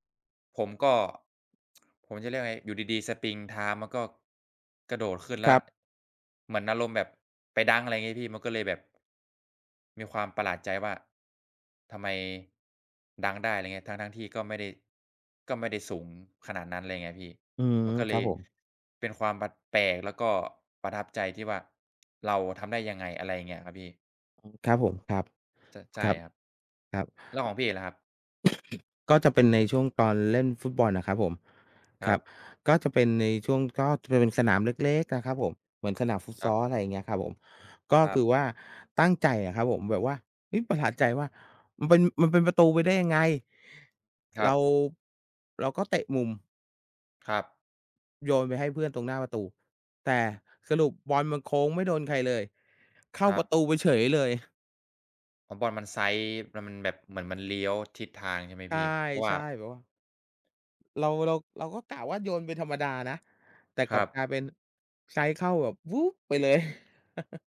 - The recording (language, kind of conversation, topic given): Thai, unstructured, คุณเคยมีประสบการณ์สนุกๆ ขณะเล่นกีฬาไหม?
- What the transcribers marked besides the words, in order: tsk; tapping; stressed: "เล็ก"; stressed: "วืบ"; laugh